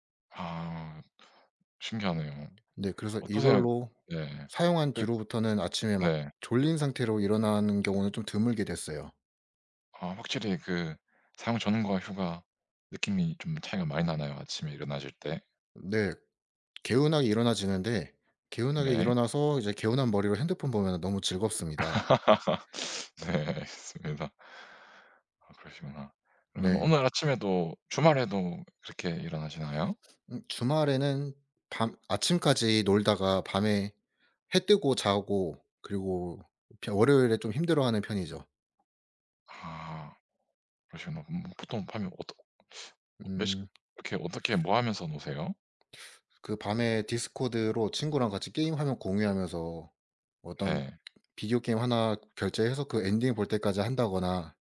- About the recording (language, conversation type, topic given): Korean, unstructured, 오늘 하루는 보통 어떻게 시작하세요?
- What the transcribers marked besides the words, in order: other background noise; laugh; sniff; tapping